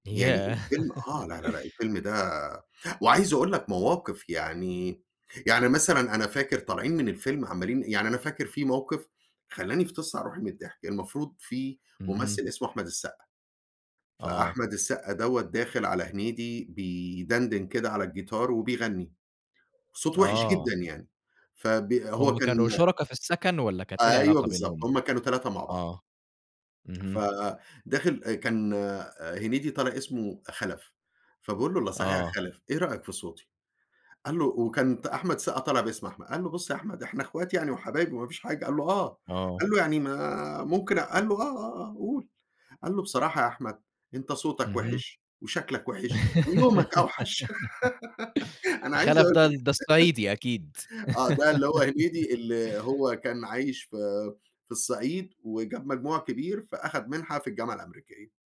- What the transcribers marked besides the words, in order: laugh; laugh; laugh
- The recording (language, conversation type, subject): Arabic, podcast, إيه الفيلم اللي أول ما بتتفرج عليه بيطلعك من المود الوحش؟